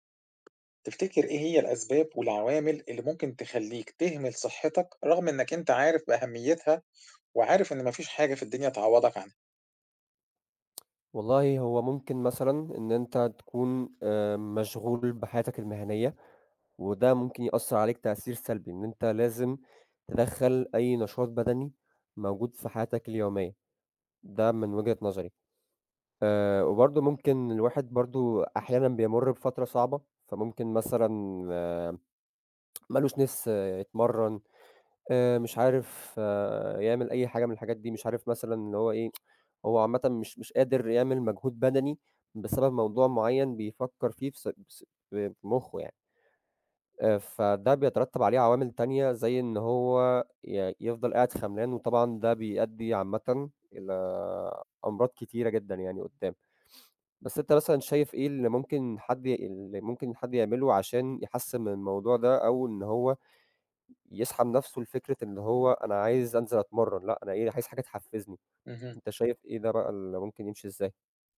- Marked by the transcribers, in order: tapping; other background noise; tsk; tsk; sniff
- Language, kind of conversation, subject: Arabic, unstructured, هل بتخاف من عواقب إنك تهمل صحتك البدنية؟